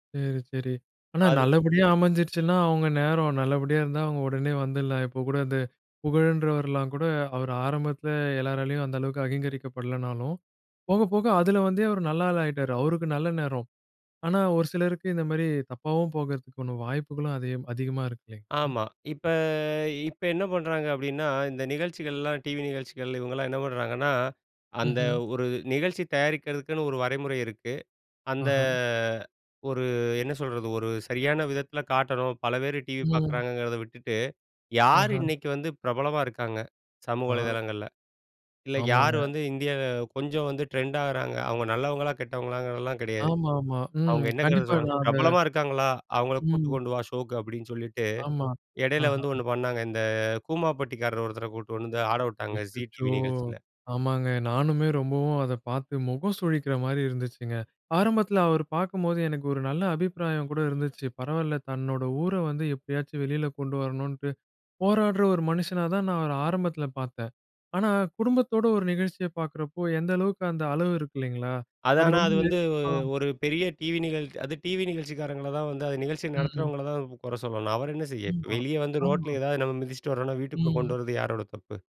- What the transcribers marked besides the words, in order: drawn out: "இப்ப"; drawn out: "அந்த"; other background noise; in English: "ட்ரெண்ட்"; horn; "எப்படியாச்சும்" said as "எப்பயாச்சும்"; "ஆமா" said as "ம்மா"
- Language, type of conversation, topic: Tamil, podcast, சமூக ஊடகங்கள் தொலைக்காட்சி நிகழ்ச்சிகளை எப்படிப் பாதிக்கின்றன?
- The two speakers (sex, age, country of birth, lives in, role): male, 30-34, India, India, host; male, 40-44, India, India, guest